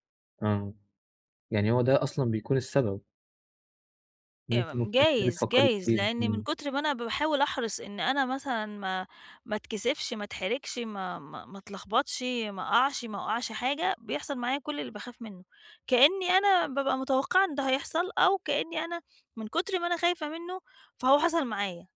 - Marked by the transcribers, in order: none
- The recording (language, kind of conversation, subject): Arabic, advice, إزاي أتعامل مع القلق والكسوف لما أروح حفلات أو أطلع مع صحابي؟